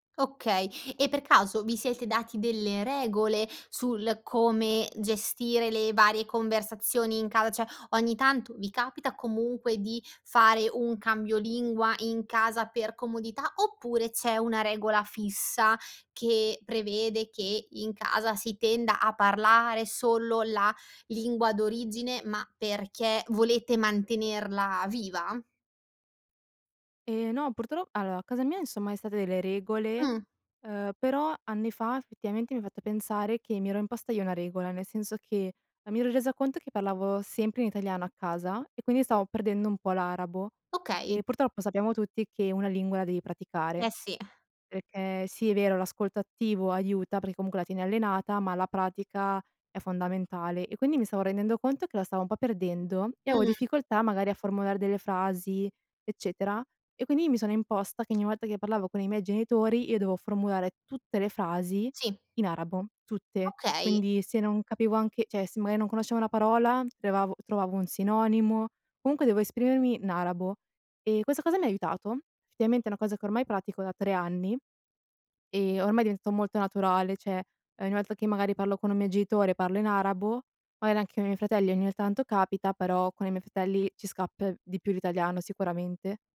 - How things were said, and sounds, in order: "cioè" said as "ceh"; "allora" said as "alloa"; other background noise; exhale; tapping; "cioè" said as "ceh"; "in" said as "n"; "cioè" said as "ceh"
- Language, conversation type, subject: Italian, podcast, Che ruolo ha la lingua in casa tua?